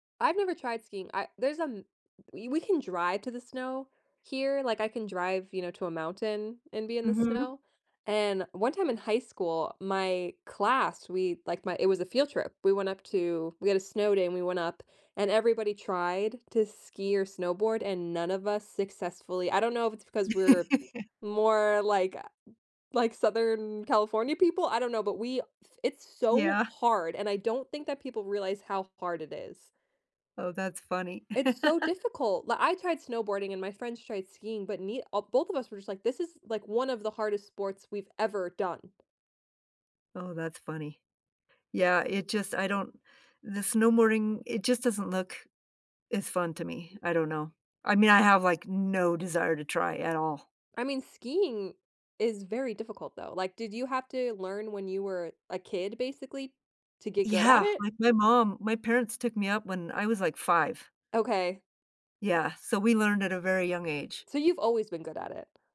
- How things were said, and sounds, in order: other background noise; chuckle; laugh; tapping; "snowboarding" said as "snowmorning"
- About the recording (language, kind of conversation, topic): English, unstructured, What do you like doing for fun with friends?